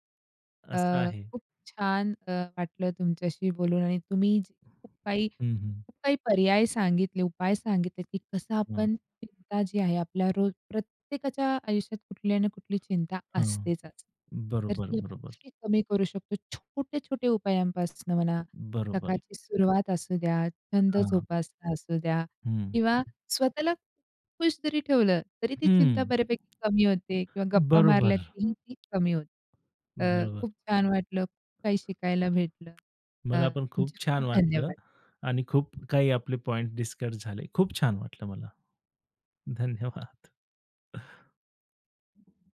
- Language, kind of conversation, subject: Marathi, podcast, रोजच्या चिंतांपासून मनाला मोकळेपणा मिळण्यासाठी तुम्ही काय करता?
- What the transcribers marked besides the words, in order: tapping; "ना" said as "आणि"; other background noise